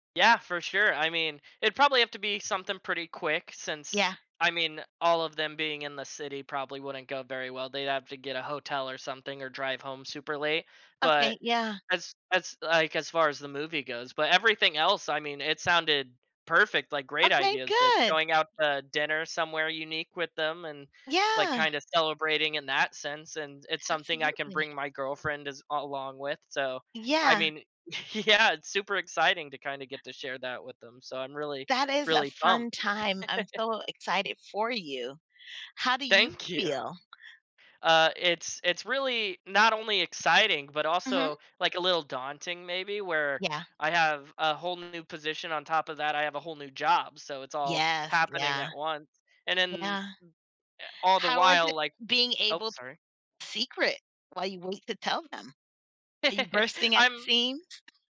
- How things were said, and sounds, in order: other background noise; laughing while speaking: "yeah"; chuckle; tapping; giggle; chuckle
- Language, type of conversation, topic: English, advice, How can I share good news with my family in a way that feels positive and considerate?